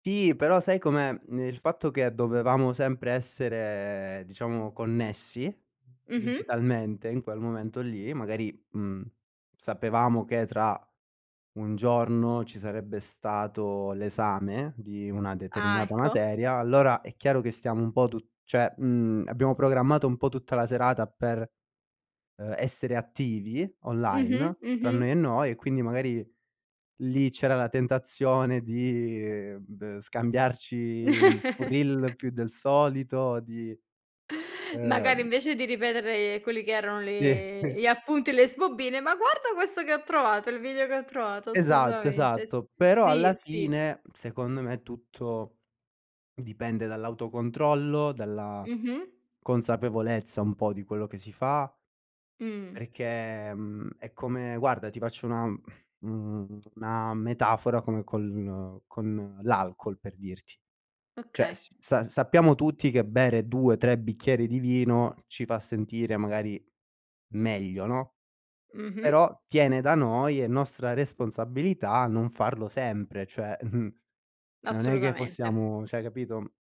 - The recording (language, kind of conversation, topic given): Italian, podcast, Quando ti accorgi di aver bisogno di una pausa digitale?
- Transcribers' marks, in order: other background noise; chuckle; chuckle; tapping; chuckle